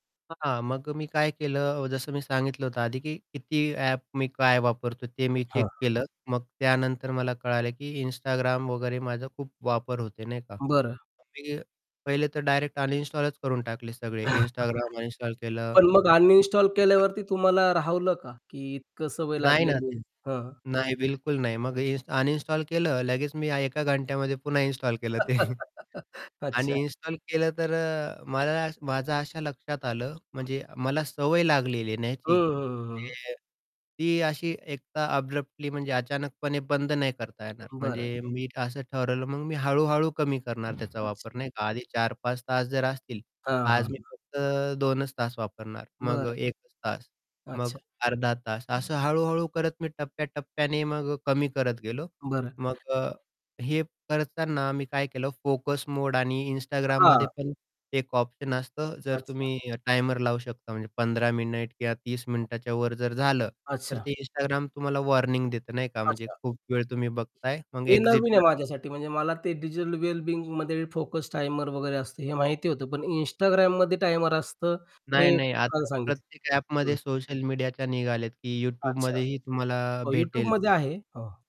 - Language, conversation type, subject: Marathi, podcast, टिकटॉक आणि यूट्यूबवर सलग व्हिडिओ पाहत राहिल्यामुळे तुमचा दिवस कसा निघून जातो, असं तुम्हाला वाटतं?
- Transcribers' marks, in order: static; distorted speech; tapping; in English: "चेक"; unintelligible speech; chuckle; laugh; laughing while speaking: "ते"; other background noise; in English: "अब्रप्टली"; in English: "एक्झिट"; in English: "वेल बिंगमध्ये"